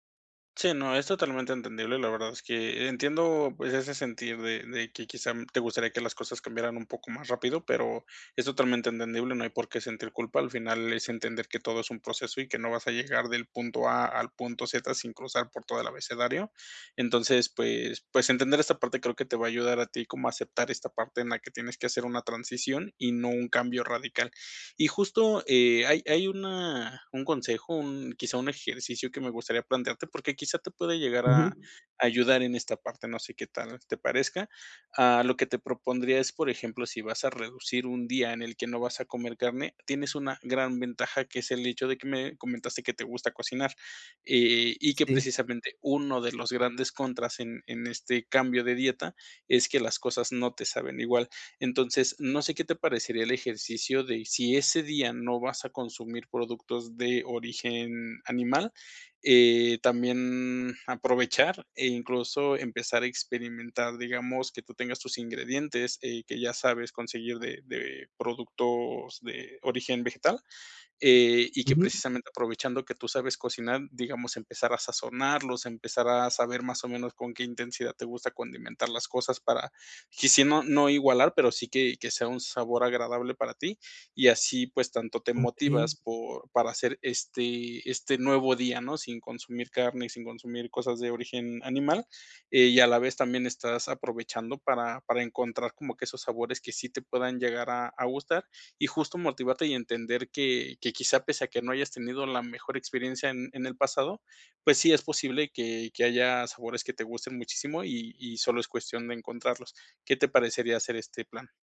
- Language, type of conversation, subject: Spanish, advice, ¿Cómo puedo mantener coherencia entre mis acciones y mis creencias?
- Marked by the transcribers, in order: none